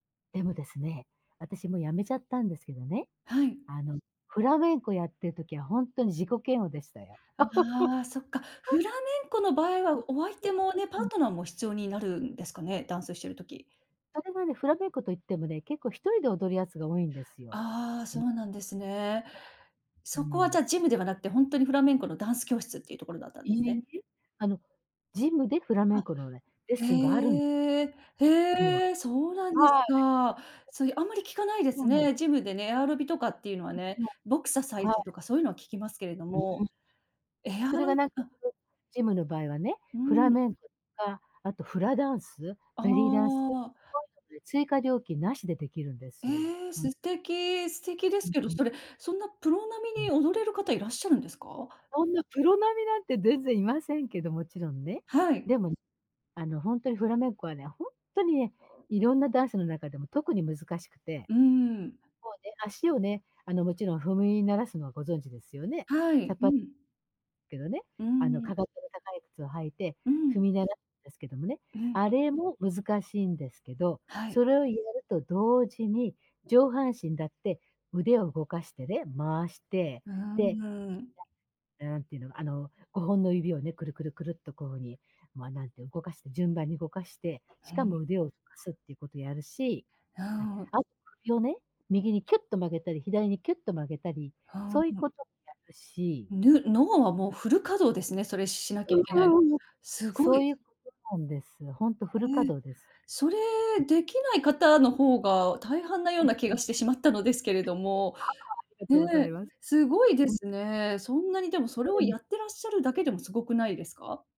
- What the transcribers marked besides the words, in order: laugh; unintelligible speech; other background noise; tapping; unintelligible speech; unintelligible speech; unintelligible speech; unintelligible speech; unintelligible speech
- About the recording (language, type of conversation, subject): Japanese, advice, ジムで他人と比べて自己嫌悪になるのをやめるにはどうしたらいいですか？